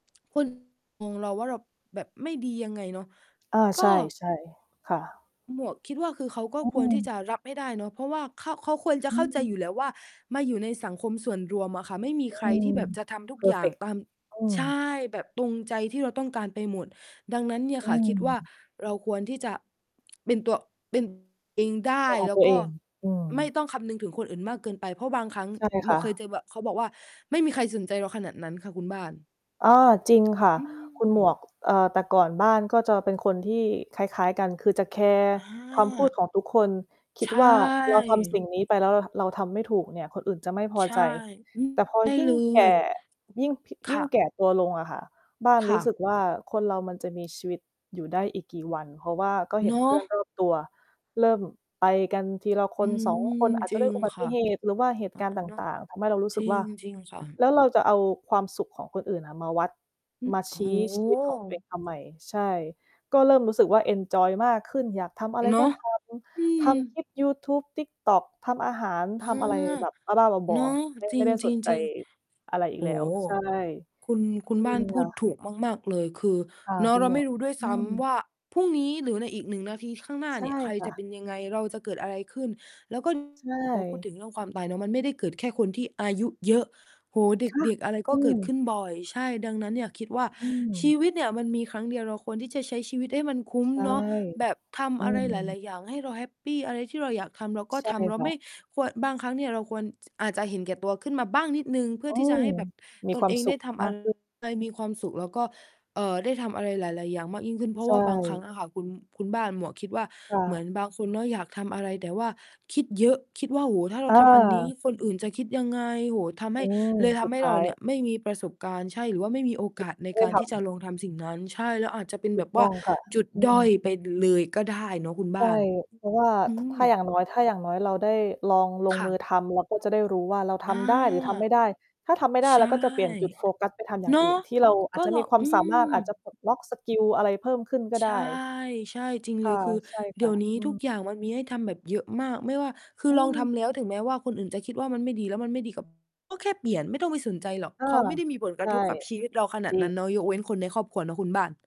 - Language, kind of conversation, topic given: Thai, unstructured, คุณเคยรู้สึกไหมว่าต้องเปลี่ยนตัวเองเพื่อคนอื่น?
- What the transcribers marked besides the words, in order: distorted speech; other background noise; unintelligible speech; tapping; unintelligible speech